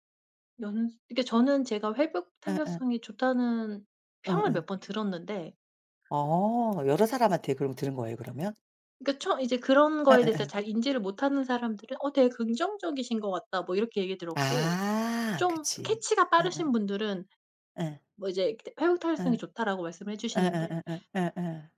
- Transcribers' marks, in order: tapping
- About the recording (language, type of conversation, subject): Korean, unstructured, 자신감을 키우는 가장 좋은 방법은 무엇이라고 생각하세요?